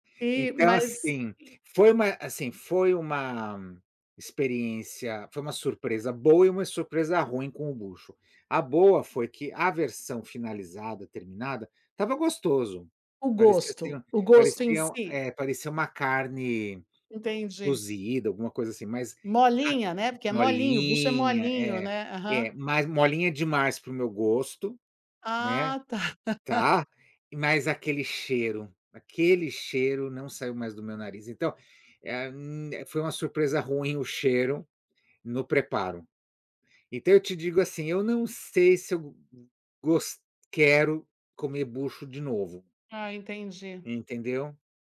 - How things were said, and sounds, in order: chuckle; tapping
- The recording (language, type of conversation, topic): Portuguese, unstructured, Você já provou alguma comida que parecia estranha, mas acabou gostando?